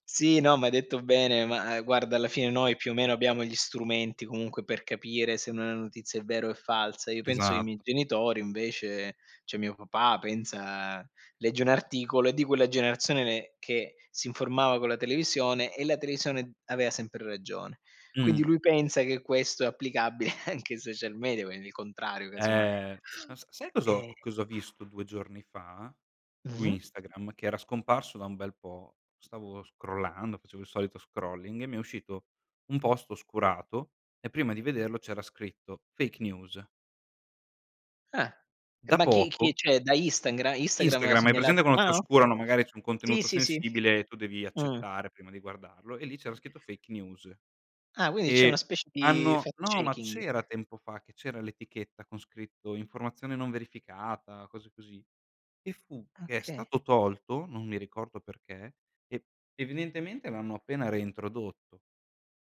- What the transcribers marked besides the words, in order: "cioè" said as "ceh"; laughing while speaking: "anche"; other background noise; in English: "scrollando"; in English: "scrolling"; "cioè" said as "ceh"; "Okay" said as "Oka"
- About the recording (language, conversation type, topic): Italian, unstructured, Qual è il tuo consiglio per chi vuole rimanere sempre informato?